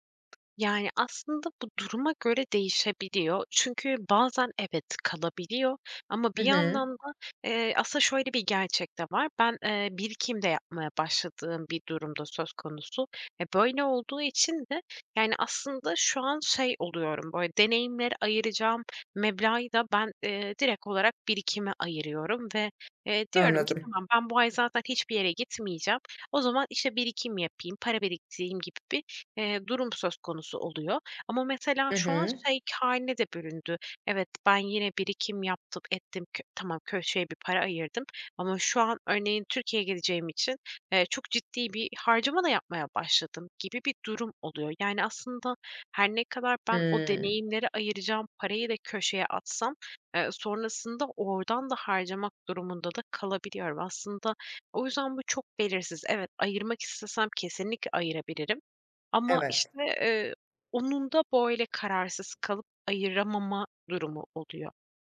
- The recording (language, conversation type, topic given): Turkish, advice, Deneyimler ve eşyalar arasında bütçemi nasıl paylaştırmalıyım?
- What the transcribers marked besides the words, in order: tapping; other background noise; "böyle" said as "boyle"